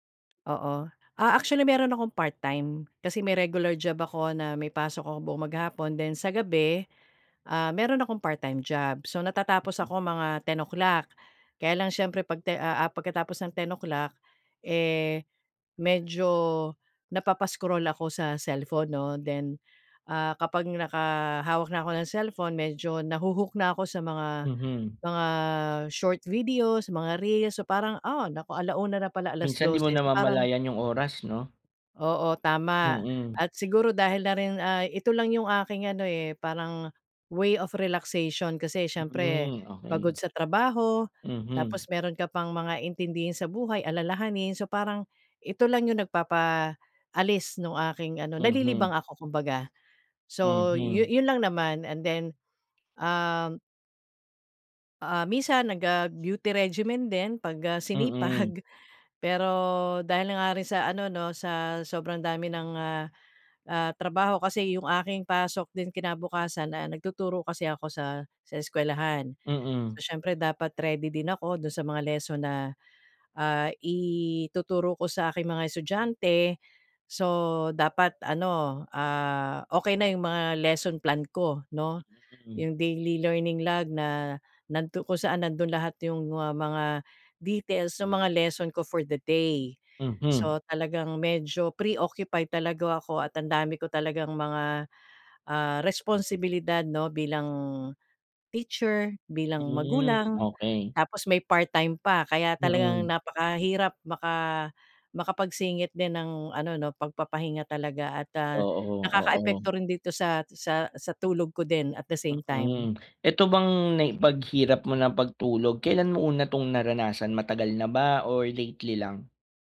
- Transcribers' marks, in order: tapping; other background noise; other animal sound; in English: "beauty regimen"; laughing while speaking: "sinipag"
- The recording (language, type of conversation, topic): Filipino, advice, Paano ako makakabuo ng simpleng ritwal bago matulog para mas gumanda ang tulog ko?